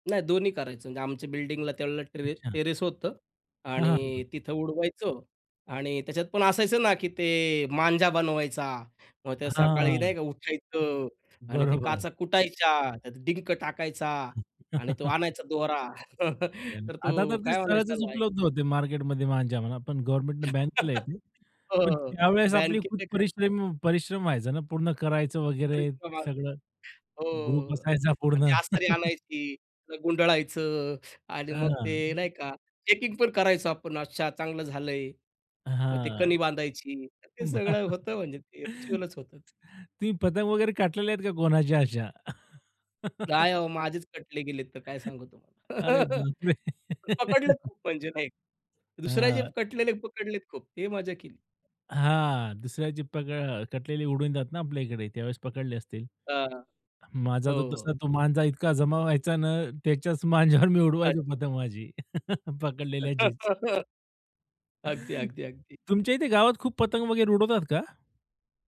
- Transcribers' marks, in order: tapping; other background noise; chuckle; chuckle; unintelligible speech; in English: "ग्रुप"; chuckle; in English: "चेकिंग"; other noise; laughing while speaking: "बरं"; in English: "रिच्युअलच"; chuckle; laughing while speaking: "अरे बापरे!"; chuckle; laugh; laughing while speaking: "त्याच्याच मांज्यावर"; chuckle; laughing while speaking: "पकडलेल्याचीच"; laugh; chuckle
- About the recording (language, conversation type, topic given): Marathi, podcast, लहानपणीची कोणती परंपरा अजूनही तुम्हाला आठवते?
- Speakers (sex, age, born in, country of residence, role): male, 30-34, India, India, host; male, 35-39, India, India, guest